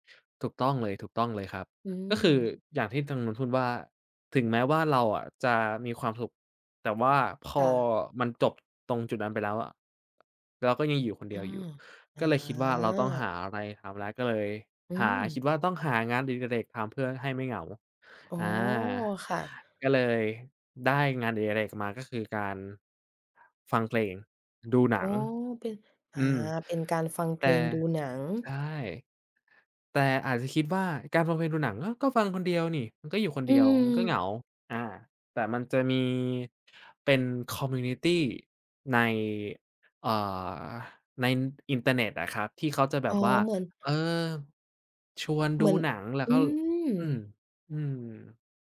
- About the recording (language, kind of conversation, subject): Thai, podcast, มีวิธีลดความเหงาในเมืองใหญ่ไหม?
- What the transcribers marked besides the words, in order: tapping; other background noise; in English: "คอมมิวนิตี"